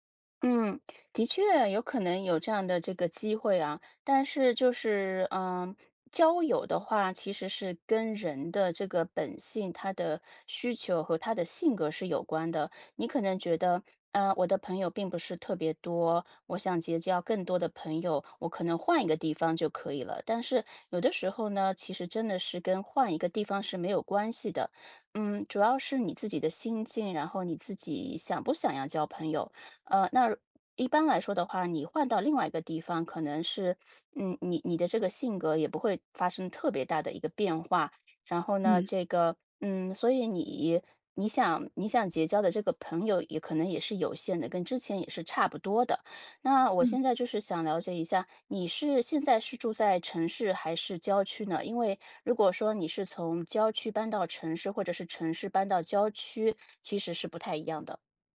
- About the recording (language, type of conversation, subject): Chinese, advice, 你正在考虑搬到另一个城市开始新生活吗？
- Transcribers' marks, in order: none